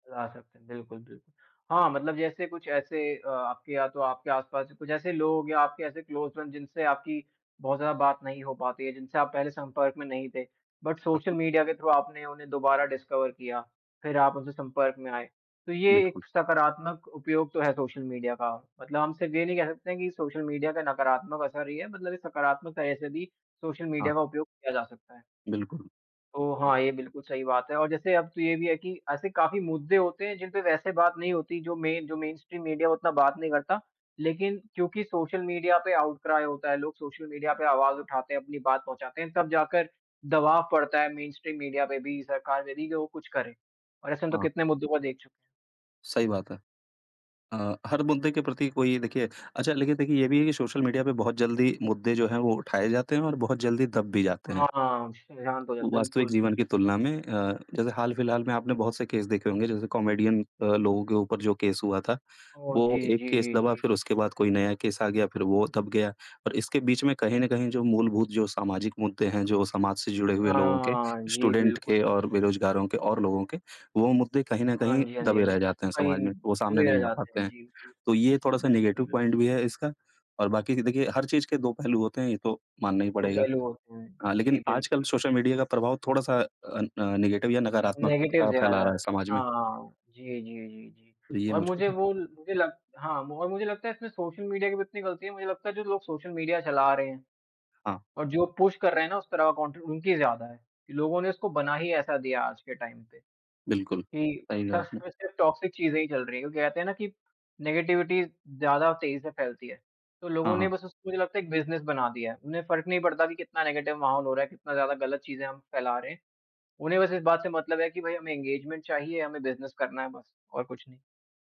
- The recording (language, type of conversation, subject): Hindi, unstructured, क्या सोशल मीडिया पर अधिक समय बिताने से वास्तविक जीवन के रिश्तों पर असर पड़ता है?
- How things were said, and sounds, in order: in English: "क्लोज़ फ्रेंड"; in English: "बट"; unintelligible speech; in English: "थ्रू"; in English: "डिस्कवर"; other background noise; in English: "मेन"; in English: "मेनस्ट्रीम मीडिया"; in English: "आउट क्राइ"; in English: "स्टूडेंट"; in English: "नेगेटिव पॉइंट"; in English: "नेगेटिव"; in English: "नेगेटिव"; tapping; in English: "पुश"; in English: "कंटेंट"; in English: "टाइम"; in English: "टॉक्सिक"; in English: "नेगेटिविटी"; in English: "बिज़नेस"; in English: "नेगेटिव"; in English: "एंगेजमेंट"; in English: "बिज़नेस"